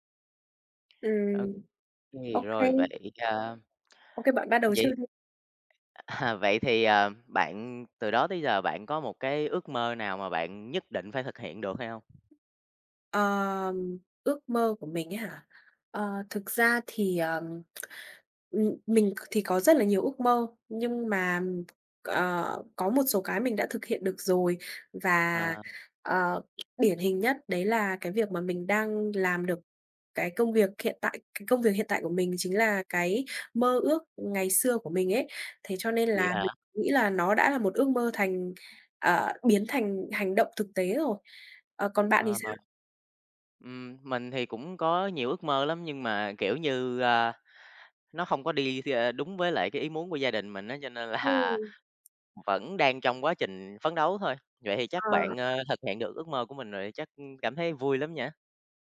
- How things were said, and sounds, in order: other background noise; tapping; laughing while speaking: "là"
- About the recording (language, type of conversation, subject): Vietnamese, unstructured, Bạn làm thế nào để biến ước mơ thành những hành động cụ thể và thực tế?